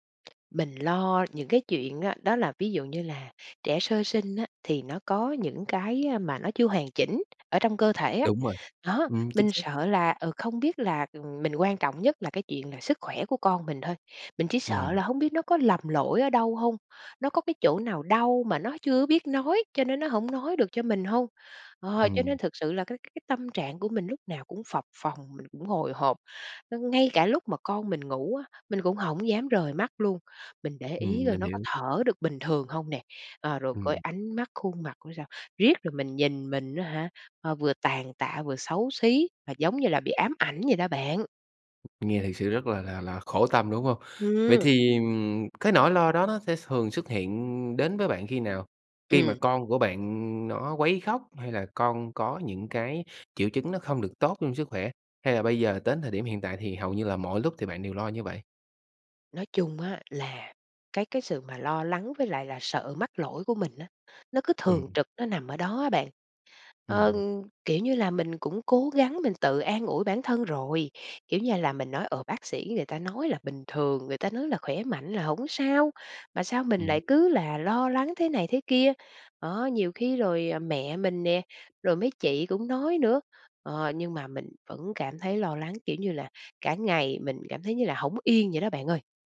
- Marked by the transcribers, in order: tapping
- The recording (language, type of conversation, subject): Vietnamese, advice, Bạn có sợ mình sẽ mắc lỗi khi làm cha mẹ hoặc chăm sóc con không?